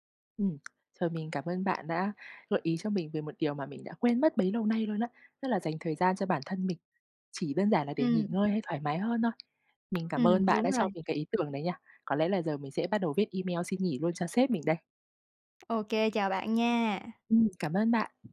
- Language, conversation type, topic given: Vietnamese, advice, Làm thế nào để vượt qua tình trạng kiệt sức và mất động lực sáng tạo sau thời gian làm việc dài?
- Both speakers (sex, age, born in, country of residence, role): female, 20-24, Vietnam, United States, advisor; female, 25-29, Vietnam, Vietnam, user
- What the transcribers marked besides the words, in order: tapping; other background noise